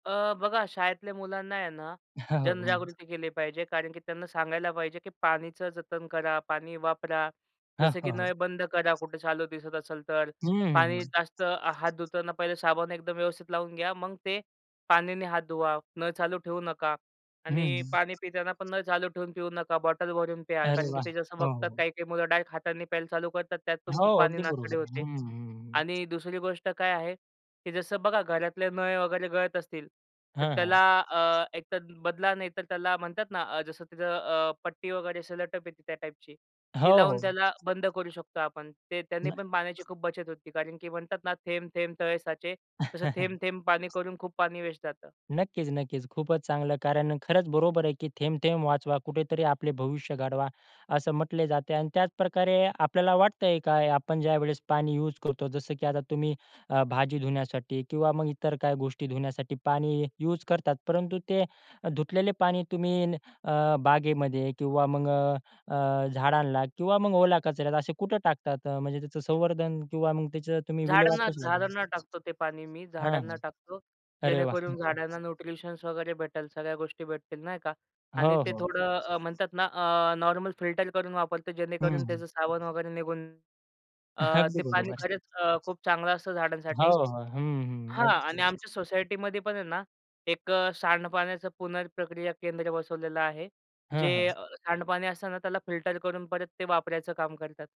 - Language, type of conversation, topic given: Marathi, podcast, दैनंदिन आयुष्यात पाण्याचं संवर्धन आपण कसं करू शकतो?
- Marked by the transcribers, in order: chuckle; other background noise; chuckle; other noise